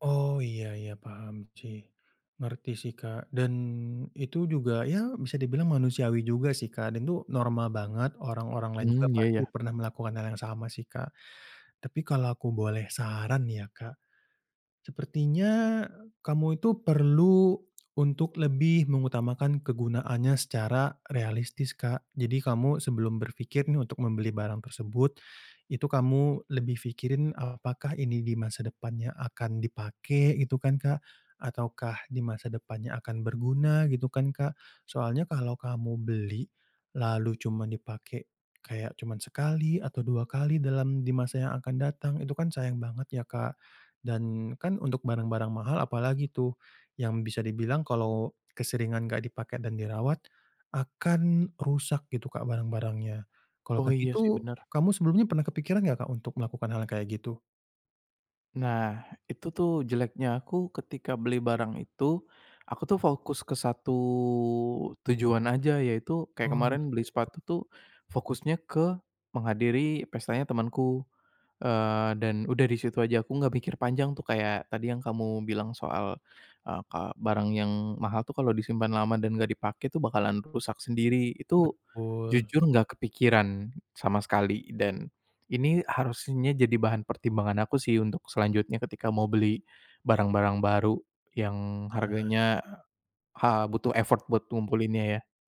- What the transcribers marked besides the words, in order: other background noise; tapping; in English: "effort"
- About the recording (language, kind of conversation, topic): Indonesian, advice, Bagaimana cara mengatasi rasa bersalah setelah membeli barang mahal yang sebenarnya tidak perlu?
- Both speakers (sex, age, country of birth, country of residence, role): male, 25-29, Indonesia, Indonesia, advisor; male, 25-29, Indonesia, Indonesia, user